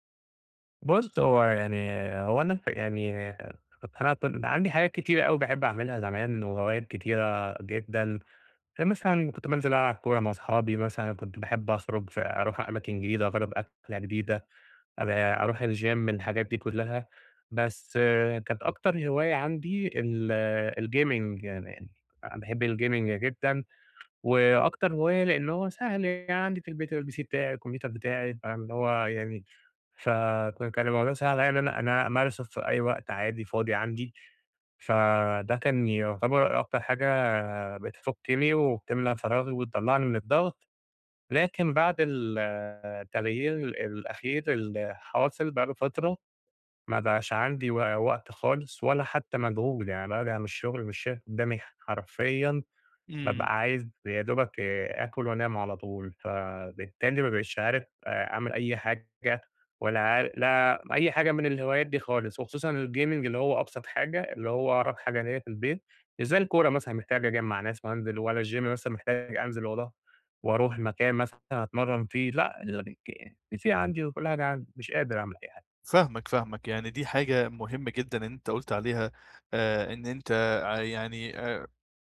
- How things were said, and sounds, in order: in English: "الجيم"; in English: "الgaming"; in English: "الgaming"; tapping; in English: "الPC"; in English: "الgaming"; in English: "الجيم"; unintelligible speech; in English: "الPC"
- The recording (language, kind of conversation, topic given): Arabic, advice, إزاي ألاقي وقت لهواياتي مع جدول شغلي المزدحم؟